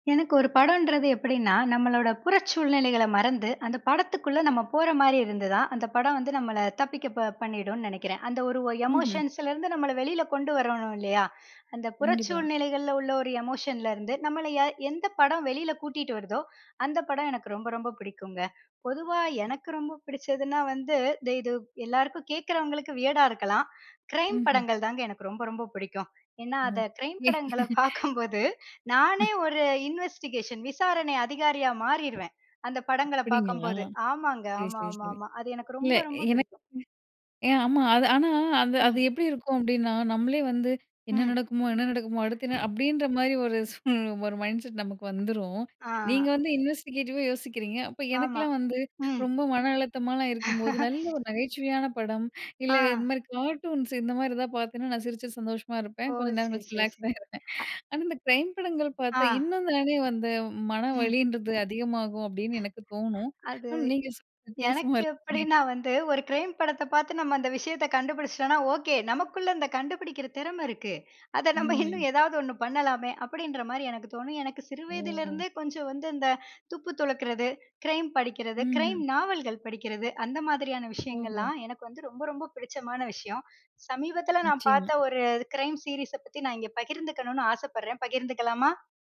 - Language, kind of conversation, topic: Tamil, podcast, ஒரு படம் உங்களை முழுமையாக ஆட்கொண்டு, சில நேரம் உண்மையிலிருந்து தப்பிக்கச் செய்ய வேண்டுமென்றால் அது எப்படி இருக்க வேண்டும்?
- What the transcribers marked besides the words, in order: in English: "எமோஷன்ஸலருந்து"; in English: "எமோஷன்லருந்து"; tapping; in English: "வியர்டா"; laugh; laughing while speaking: "பாக்கும்போது"; in English: "இன்வெஸ்டிகேஷன்"; in English: "மைண்ட்செட்"; laugh; in English: "ரிலாக்ஸ்"; other noise